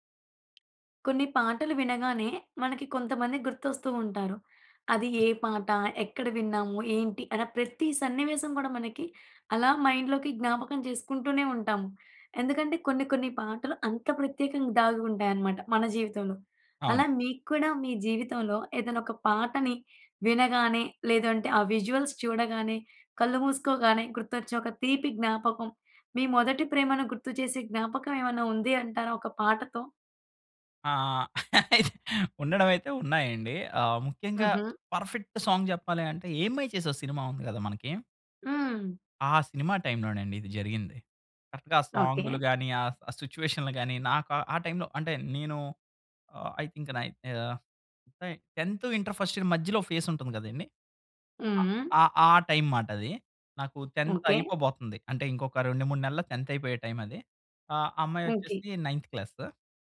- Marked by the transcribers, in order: tapping; other background noise; in English: "విజువల్స్"; laugh; in English: "పర్ఫెక్ట్ సాంగ్"; in English: "కరెక్ట్‌గా"; in English: "ఐ థింక్ నైన్త్"; in English: "టెంత్ ఇంటర్ ఫస్ట్ ఇయర్"; in English: "ఫేస్"; in English: "టెంత్"; in English: "టెంత్"; in English: "నైన్త్ క్లాస్"
- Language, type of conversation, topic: Telugu, podcast, మొదటి ప్రేమ జ్ఞాపకాన్ని మళ్లీ గుర్తు చేసే పాట ఏది?